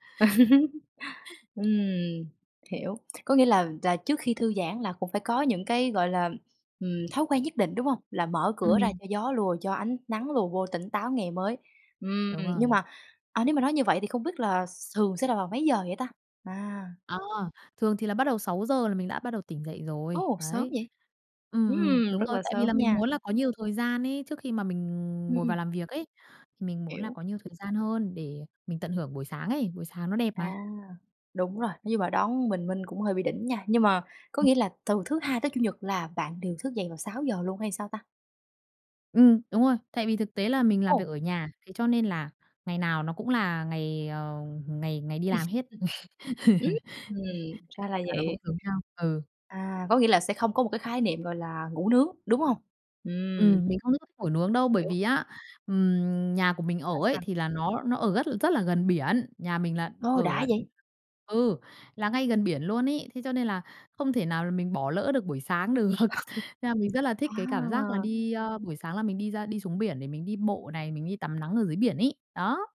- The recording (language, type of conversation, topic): Vietnamese, podcast, Buổi sáng ở nhà, bạn thường có những thói quen gì?
- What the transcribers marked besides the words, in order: laugh; tapping; "thường" said as "sường"; laugh; other background noise; laugh; unintelligible speech; laughing while speaking: "được"; other noise